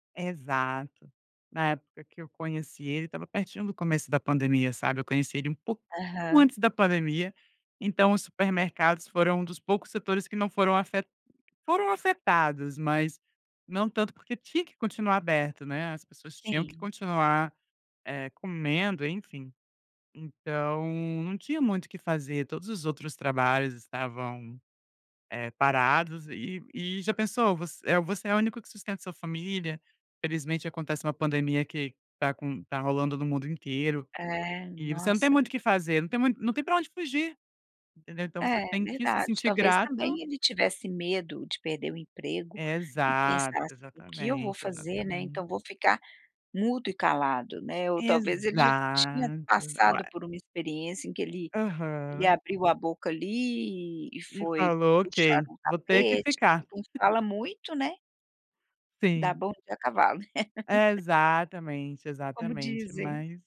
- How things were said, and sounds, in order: tapping; other noise; chuckle; laugh
- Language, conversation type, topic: Portuguese, podcast, Como apoiar um amigo que está se isolando?